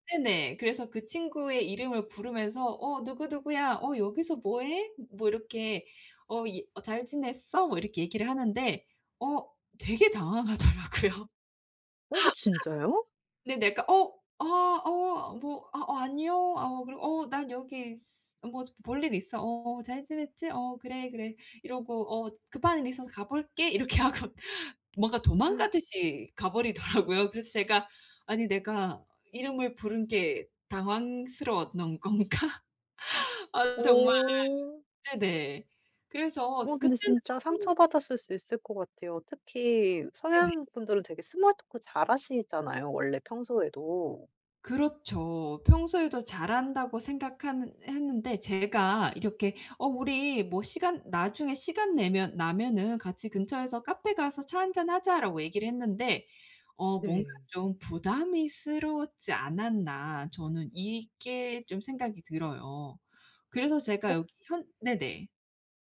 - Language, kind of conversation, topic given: Korean, advice, 현지 문화를 존중하며 민감하게 적응하려면 어떻게 해야 하나요?
- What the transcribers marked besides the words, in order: laughing while speaking: "당황하더라고요"; laugh; other background noise; gasp; laughing while speaking: "이렇게 하고"; laughing while speaking: "버리더라고요"; laughing while speaking: "당황스러웠던 건가?'"; in English: "small talk"; tapping